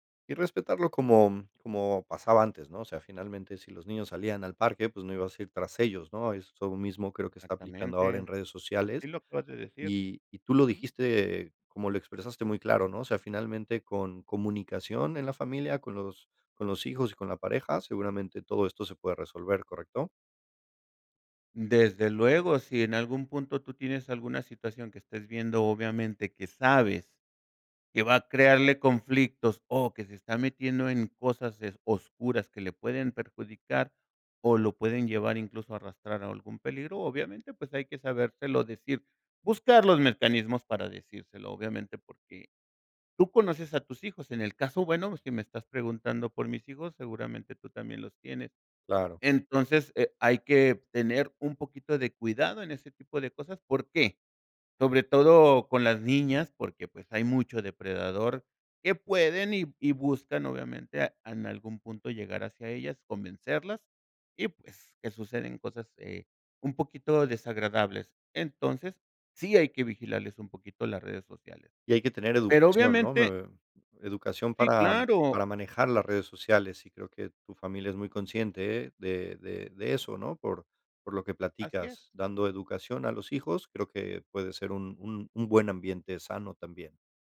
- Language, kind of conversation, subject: Spanish, podcast, ¿Qué haces cuando te sientes saturado por las redes sociales?
- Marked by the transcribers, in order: none